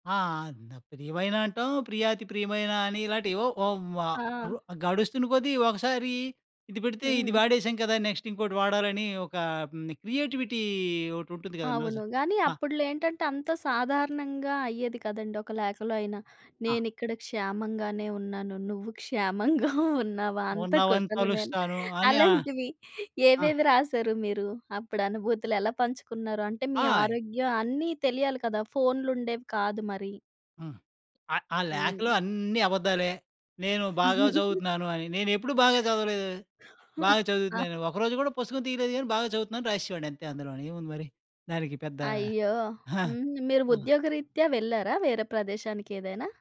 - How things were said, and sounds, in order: in English: "క్రియేటివిటీ"; laughing while speaking: "ఉన్నావా అంత కుశలమేన అలాంటివి"; tapping; laugh; giggle; chuckle
- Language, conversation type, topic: Telugu, podcast, పాత ఫొటోలు లేదా లేఖలు మీకు ఏ జ్ఞాపకాలను గుర్తుచేస్తాయి?